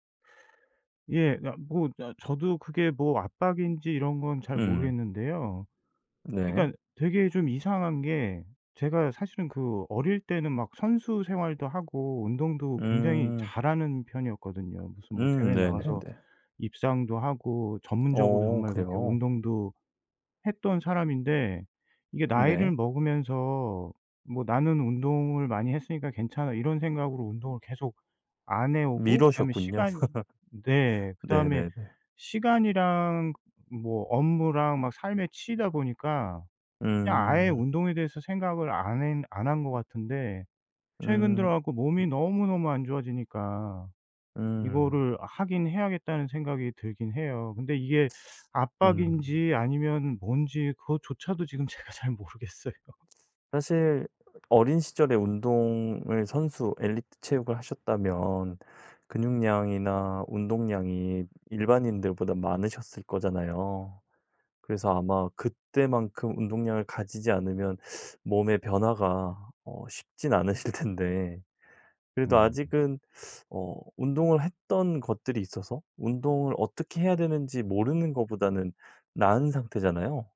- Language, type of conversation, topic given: Korean, advice, 운동을 시작할 용기가 부족한 이유는 무엇인가요?
- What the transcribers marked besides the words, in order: other background noise; laugh; laughing while speaking: "제가 잘 모르겠어요"; tapping; laughing while speaking: "않으실"